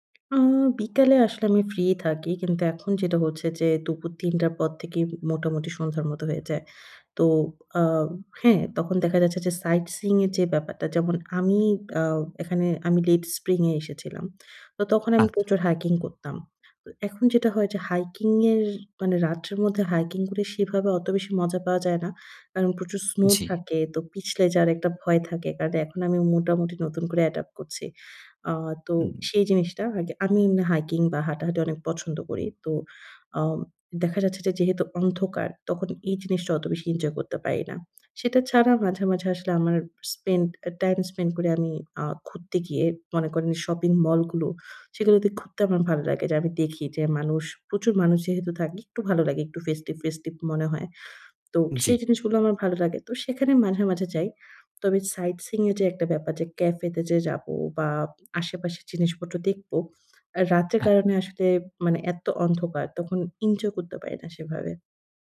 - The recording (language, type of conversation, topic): Bengali, advice, নতুন শহরে স্থানান্তর করার পর আপনার দৈনন্দিন রুটিন ও সম্পর্ক কীভাবে বদলে গেছে?
- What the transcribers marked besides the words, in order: none